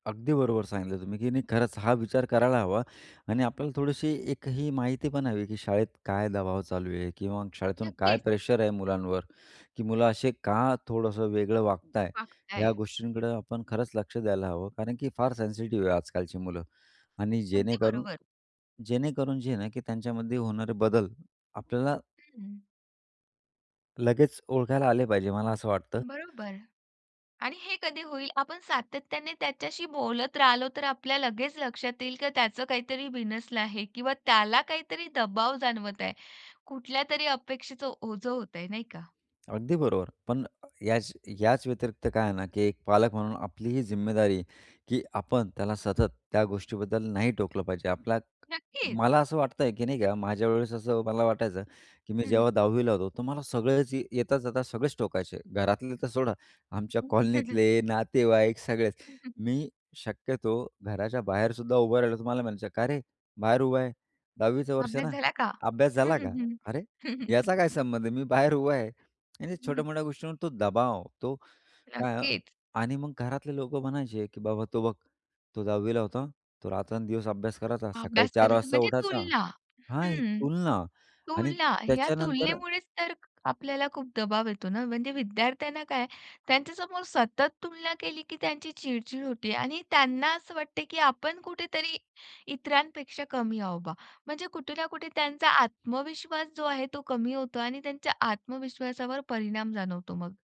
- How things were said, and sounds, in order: tapping; other noise; laughing while speaking: "कॉलनीतले, नातेवाईक"; chuckle; surprised: "अरे!"
- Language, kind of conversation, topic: Marathi, podcast, शालेय दबावामुळे मुलांच्या मानसिक आरोग्यावर कितपत परिणाम होतो?